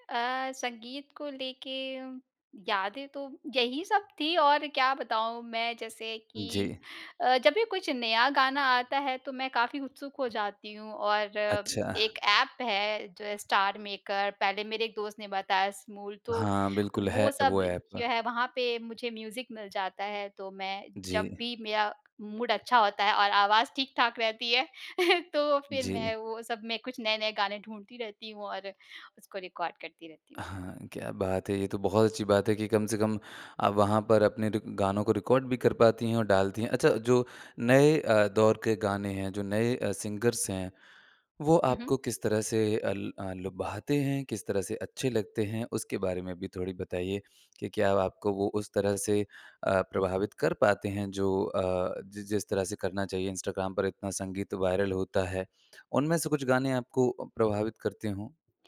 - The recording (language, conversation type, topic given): Hindi, podcast, तुम्हें कौन सा गाना बचपन की याद दिलाता है?
- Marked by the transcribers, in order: in English: "म्यूज़िक"; in English: "मूड"; chuckle; in English: "सिंगर्स"; in English: "वायरल"